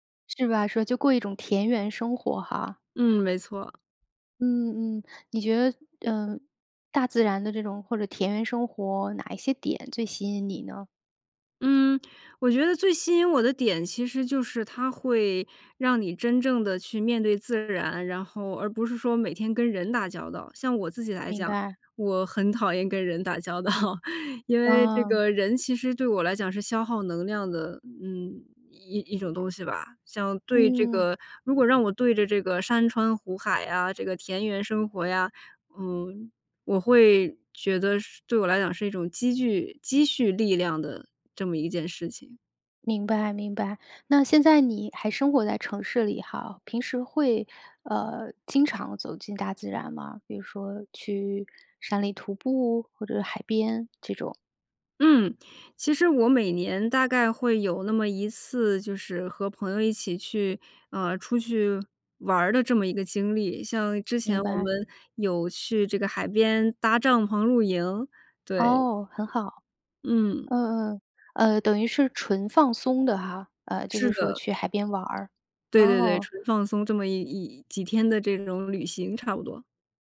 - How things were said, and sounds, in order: other background noise; laughing while speaking: "交道"; joyful: "搭帐篷露营"
- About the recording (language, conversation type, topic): Chinese, podcast, 大自然曾经教会过你哪些重要的人生道理？